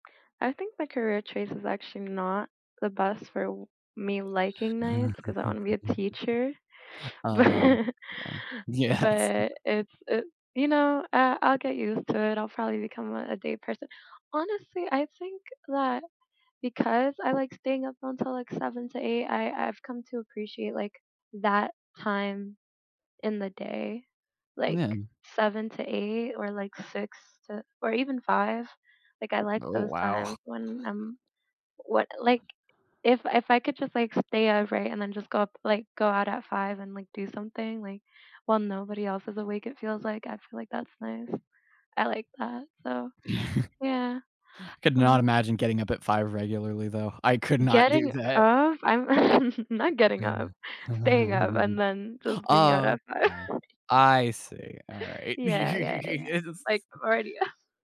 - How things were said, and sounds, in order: tapping; chuckle; laughing while speaking: "but"; laughing while speaking: "yes"; chuckle; other background noise; chuckle; other noise; chuckle; laughing while speaking: "five"; chuckle; laughing while speaking: "Yes"; laughing while speaking: "up"
- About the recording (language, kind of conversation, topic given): English, unstructured, How do your daily routines and energy levels change depending on whether you wake up early or stay up late?
- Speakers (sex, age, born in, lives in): female, 18-19, United States, United States; male, 18-19, United States, United States